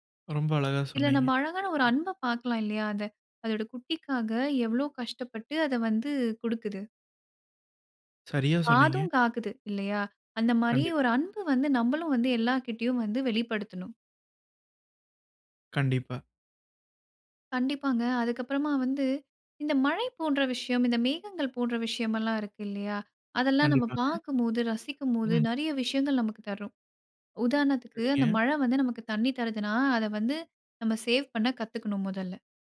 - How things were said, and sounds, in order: other background noise
- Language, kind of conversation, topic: Tamil, podcast, நீங்கள் இயற்கையிடமிருந்து முதலில் கற்றுக் கொண்ட பாடம் என்ன?